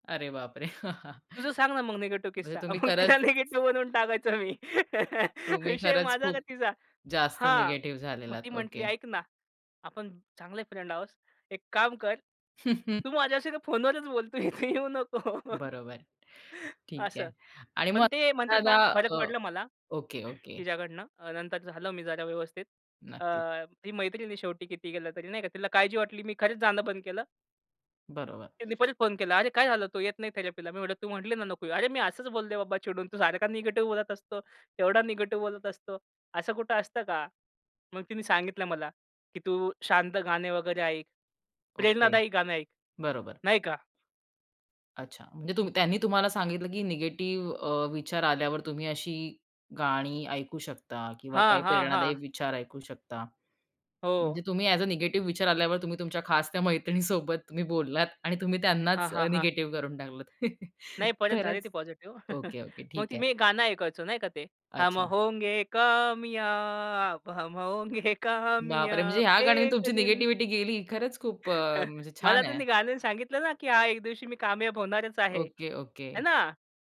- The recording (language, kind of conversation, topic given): Marathi, podcast, नकारात्मक विचार मनात आले की तुम्ही काय करता?
- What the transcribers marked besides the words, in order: chuckle; other background noise; laughing while speaking: "मग तिला निगेटिव्ह बनवून टाकायचो मी. विषय माझा का तिचा"; chuckle; laughing while speaking: "तू माझ्याशी ना, फोनवरच बोल, इथे येऊ नको"; laugh; unintelligible speech; in English: "थेरपीला"; tapping; in English: "अ‍ॅज अ निगेटिव्ह"; laughing while speaking: "मैत्रिणीसोबत"; chuckle; singing: "हम होंगे कामयाब, हम होंगे कामयाब एक दिन"; in Hindi: "हम होंगे कामयाब, हम होंगे कामयाब एक दिन"; laughing while speaking: "होंगे"; chuckle